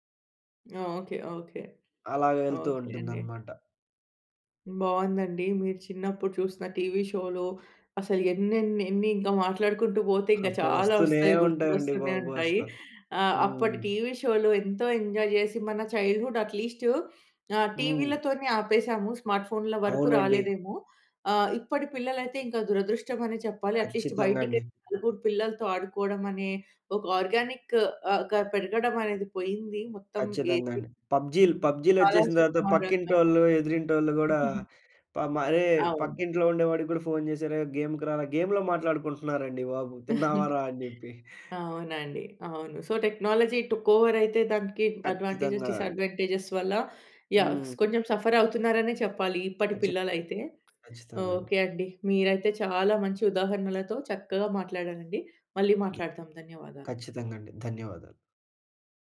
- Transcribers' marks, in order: in English: "షోలు"; in English: "షోలు"; in English: "ఎంజాయ్"; in English: "చైల్డ్‌హుడ్ అట్‌లీస్ట్"; in English: "స్మార్ట్ ఫోన్‌ల"; in English: "అట్‌లీస్ట్"; unintelligible speech; in English: "ఆర్గానిక్"; in English: "ఏసీ"; giggle; in English: "గేమ్‌కి"; in English: "గేమ్‌లో"; chuckle; in English: "సో టెక్నాలజీ టుక్ ఓవర్"; in English: "అడ్వాంటేజేస్ డిస్అడ్వాంటేజేస్"; in English: "యాహ్"; in English: "సఫర్"; other background noise
- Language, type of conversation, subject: Telugu, podcast, చిన్నతనంలో మీరు చూసిన టెలివిజన్ కార్యక్రమం ఏది?